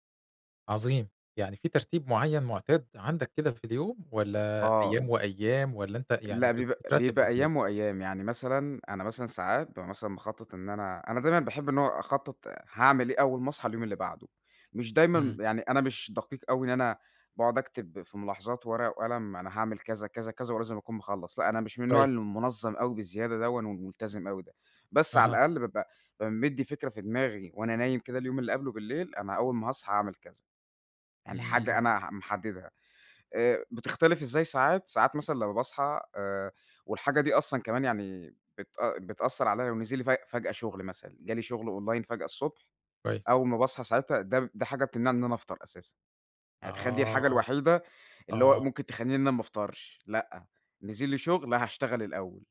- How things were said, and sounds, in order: in English: "أونلاين"
- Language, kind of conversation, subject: Arabic, podcast, إيه روتينك الصبح عادةً؟